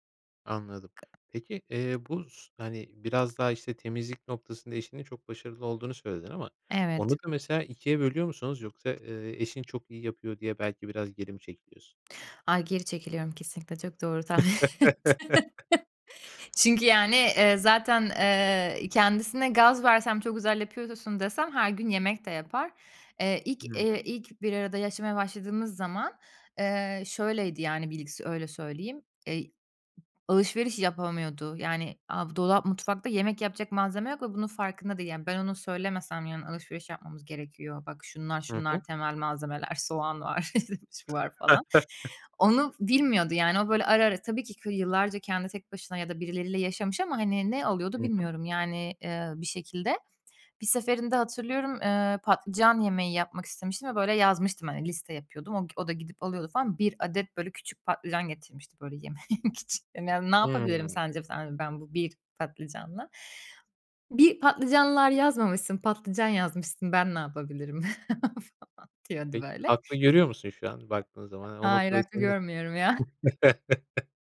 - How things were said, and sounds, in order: tapping; other background noise; laugh; laughing while speaking: "tahmin ettin"; chuckle; laugh; laughing while speaking: "yemek için"; laughing while speaking: "yapabilirim falan diyordu böyle"; laugh
- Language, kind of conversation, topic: Turkish, podcast, Evde yemek paylaşımını ve sofraya dair ritüelleri nasıl tanımlarsın?